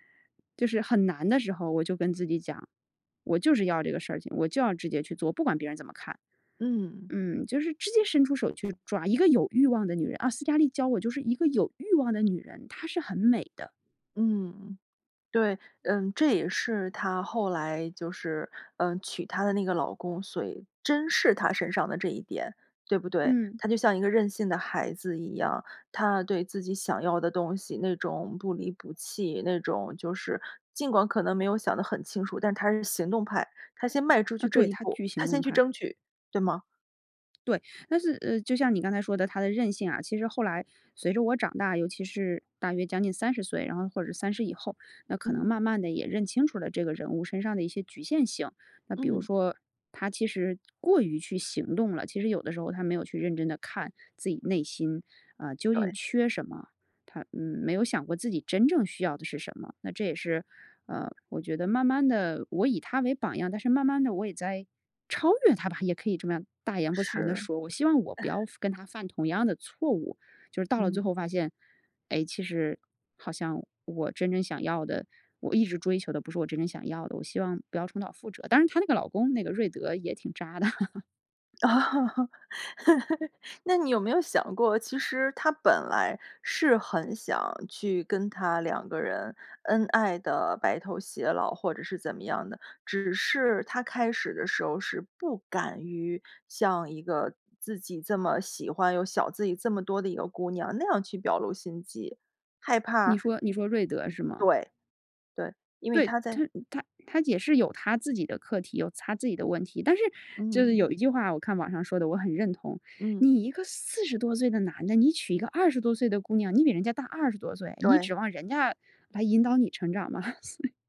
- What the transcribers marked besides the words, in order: other background noise; chuckle; laughing while speaking: "哦"; laugh; chuckle
- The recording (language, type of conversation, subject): Chinese, podcast, 有没有一部作品改变过你的人生态度？